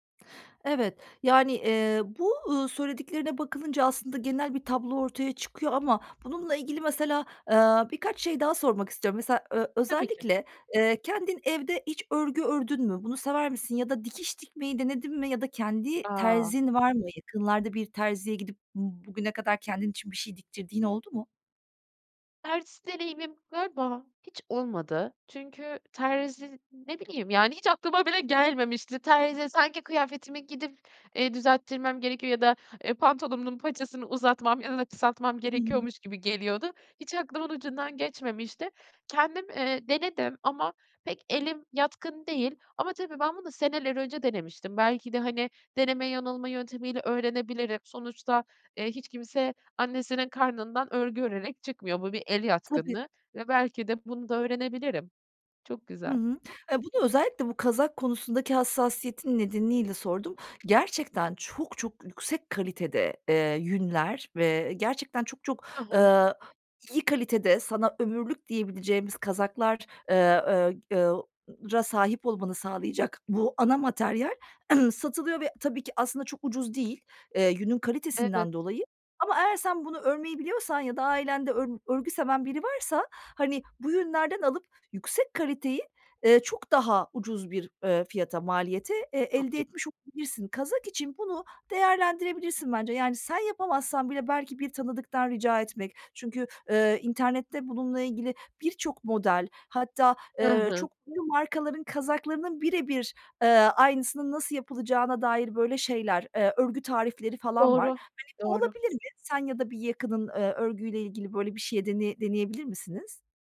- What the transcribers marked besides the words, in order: other background noise; "pantolonumun" said as "pantolomunun"; unintelligible speech; tapping; other noise; throat clearing
- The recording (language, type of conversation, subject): Turkish, advice, Kaliteli ama uygun fiyatlı ürünleri nasıl bulabilirim; nereden ve nelere bakmalıyım?